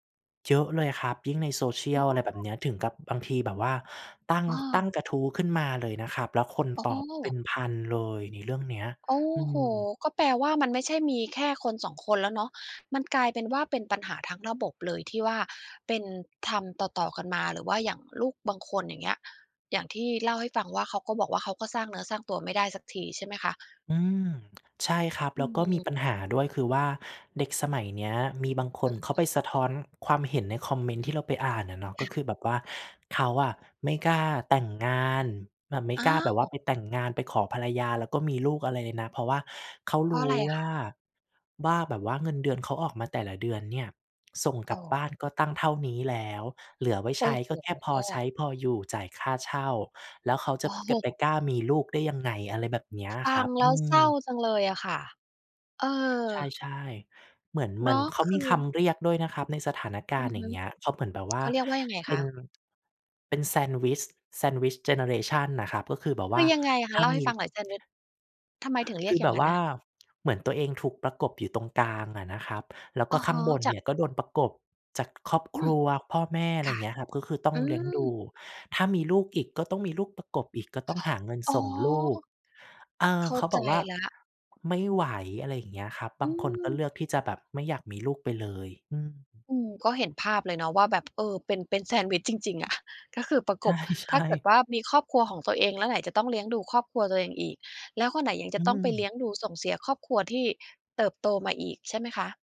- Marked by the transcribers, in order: tapping; laughing while speaking: "โอ้"; other background noise; other noise; laughing while speaking: "ใช่ ๆ"
- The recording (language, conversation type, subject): Thai, podcast, ครอบครัวคาดหวังให้คุณดูแลผู้สูงอายุอย่างไรบ้าง?